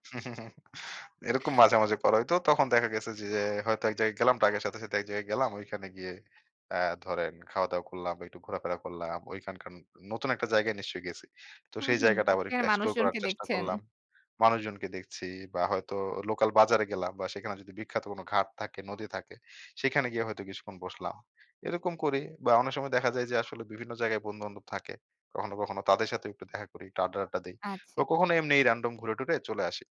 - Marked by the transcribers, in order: chuckle; tapping
- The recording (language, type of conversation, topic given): Bengali, podcast, তুমি সৃজনশীল কাজের জন্য কী ধরনের রুটিন অনুসরণ করো?